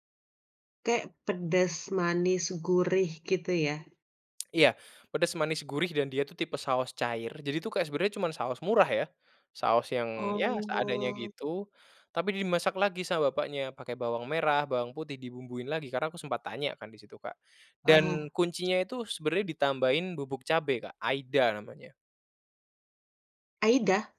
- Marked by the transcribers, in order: tongue click; laughing while speaking: "Oh"
- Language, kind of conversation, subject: Indonesian, podcast, Ceritakan makanan favoritmu waktu kecil, dong?